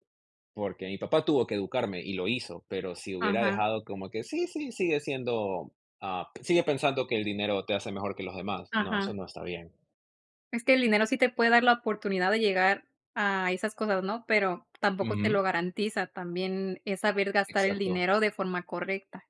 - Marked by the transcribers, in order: other background noise
- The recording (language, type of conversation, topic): Spanish, unstructured, ¿Crees que el dinero compra la felicidad?